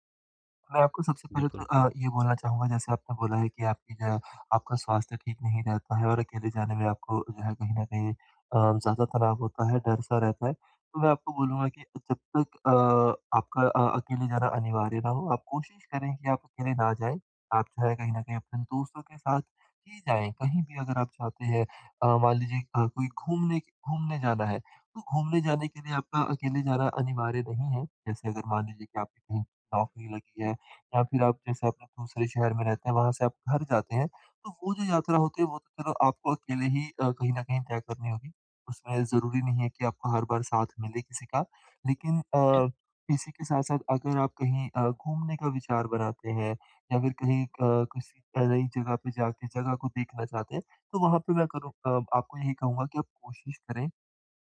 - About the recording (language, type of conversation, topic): Hindi, advice, यात्रा से पहले तनाव कैसे कम करें और मानसिक रूप से कैसे तैयार रहें?
- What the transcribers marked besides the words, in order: none